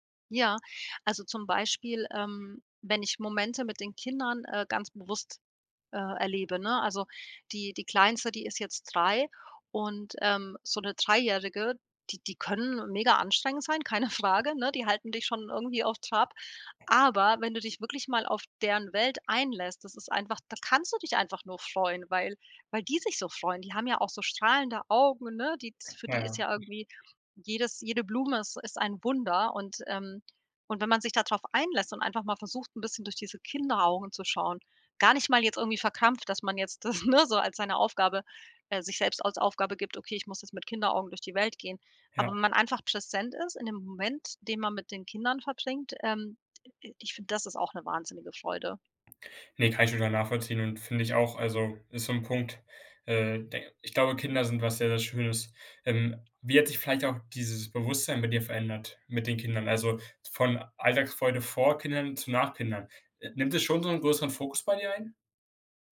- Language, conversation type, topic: German, podcast, Welche kleinen Alltagsfreuden gehören bei dir dazu?
- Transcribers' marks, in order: laughing while speaking: "keine Frage"; stressed: "aber"; other background noise; joyful: "kannst du dich"; joyful: "Augen, ne"; laughing while speaking: "das, ne"; stressed: "vor"